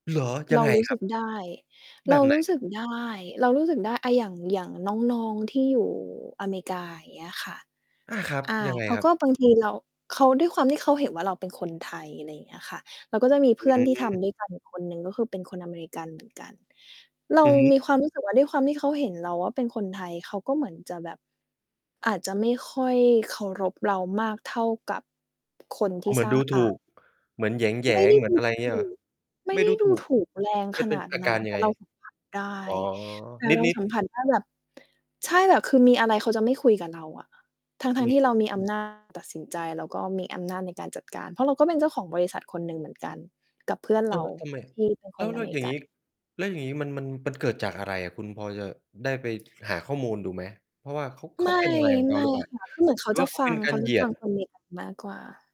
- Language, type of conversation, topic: Thai, podcast, คุณเคยกลัวว่าจะถูกตัดสินเวลาแสดงความเป็นตัวเองไหม แล้วคุณรับมือกับความรู้สึกนั้นอย่างไร?
- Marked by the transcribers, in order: other background noise; distorted speech; other noise